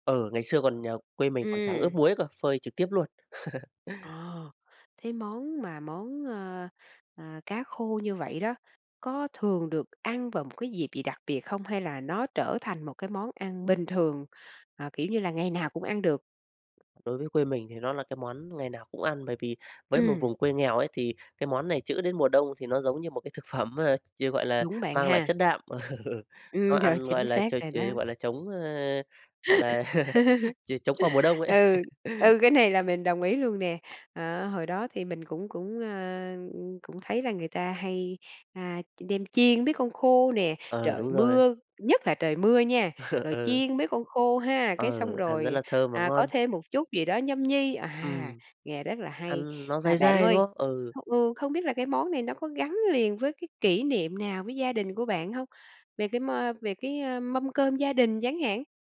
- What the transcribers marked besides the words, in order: laugh; laughing while speaking: "phẩm mà"; laughing while speaking: "ch chính xác rồi đó"; laughing while speaking: "Ừ"; laugh; laughing while speaking: "Ừ, cái này là mình đồng ý luôn nè"; laugh; tapping; laugh; laugh
- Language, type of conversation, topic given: Vietnamese, podcast, Bạn nhớ kỷ niệm nào gắn liền với một món ăn trong ký ức của mình?